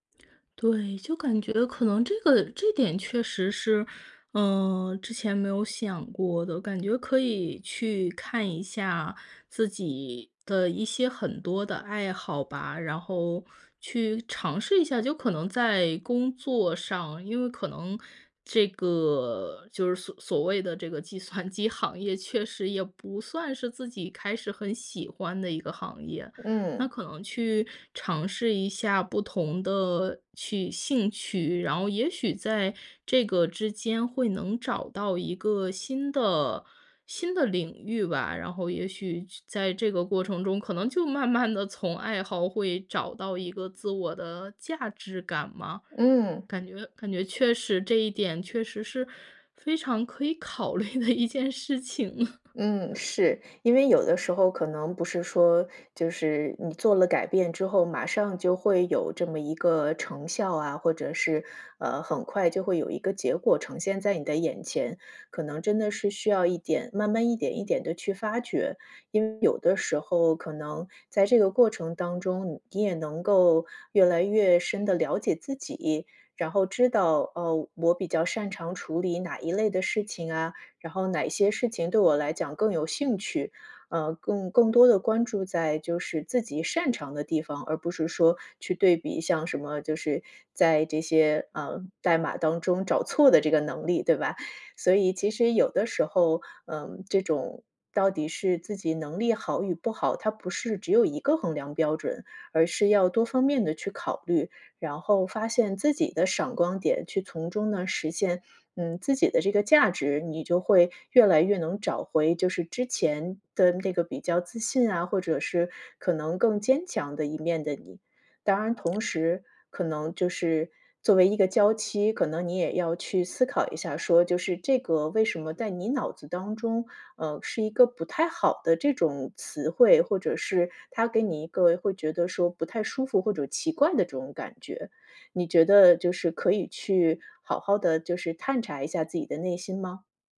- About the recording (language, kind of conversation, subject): Chinese, advice, 在恋爱或婚姻中我感觉失去自我，该如何找回自己的目标和热情？
- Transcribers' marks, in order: other background noise; laughing while speaking: "算"; laughing while speaking: "考虑的一件事情"; other noise